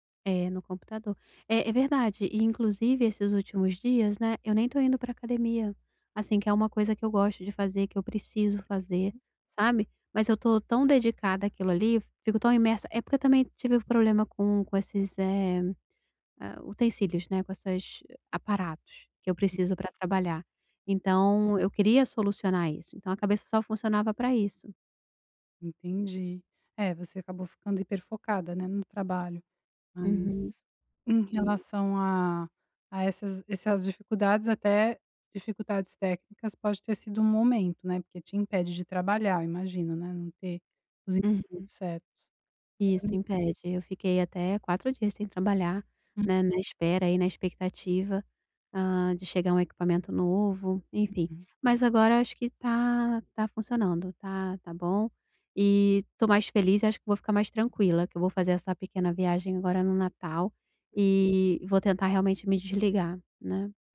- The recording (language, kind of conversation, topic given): Portuguese, advice, Como posso equilibrar meu tempo entre responsabilidades e lazer?
- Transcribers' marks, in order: tapping; unintelligible speech